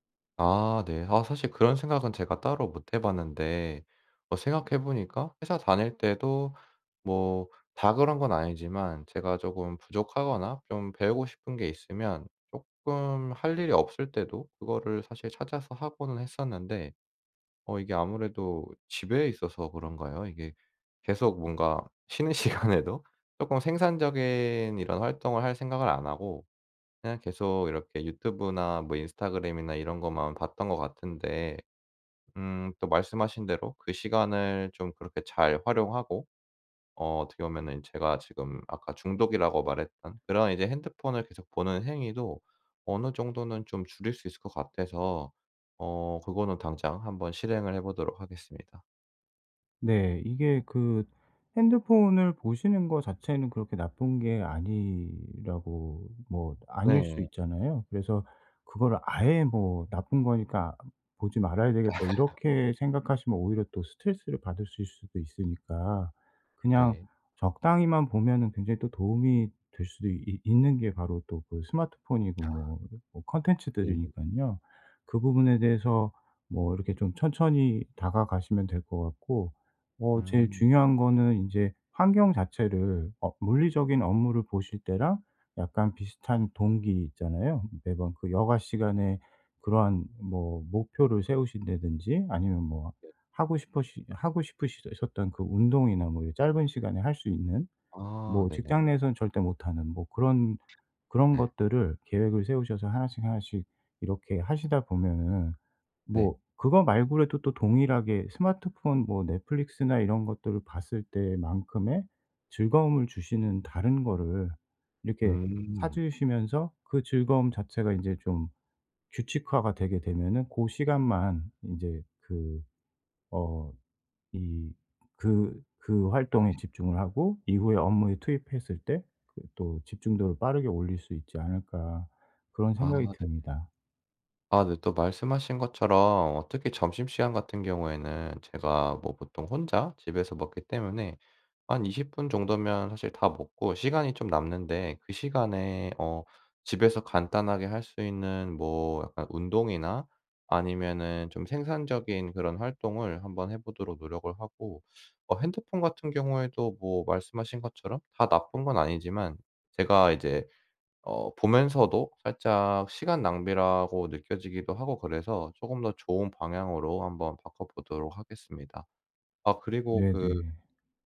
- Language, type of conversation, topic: Korean, advice, 주의 산만을 줄여 생산성을 유지하려면 어떻게 해야 하나요?
- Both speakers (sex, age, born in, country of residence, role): male, 25-29, South Korea, South Korea, user; male, 45-49, South Korea, South Korea, advisor
- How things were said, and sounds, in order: laughing while speaking: "쉬는 시간에도"; tapping; laugh; other background noise